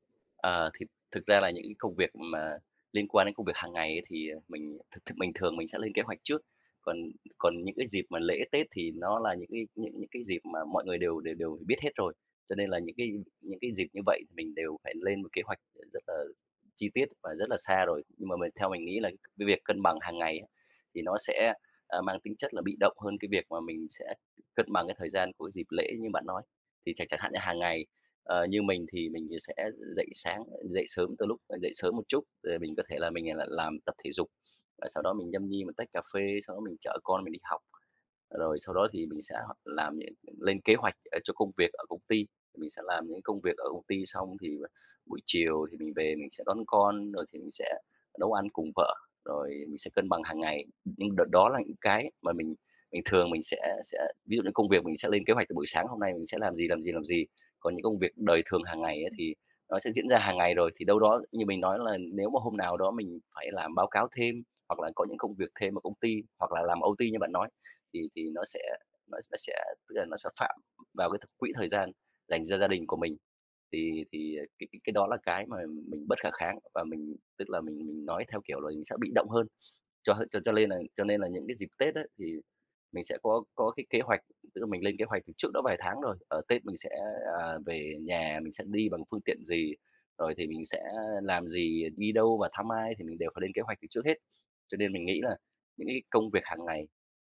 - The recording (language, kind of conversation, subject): Vietnamese, podcast, Bạn đánh giá cân bằng giữa công việc và cuộc sống như thế nào?
- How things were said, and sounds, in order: tapping; other noise; unintelligible speech; unintelligible speech; in English: "O-T"; other background noise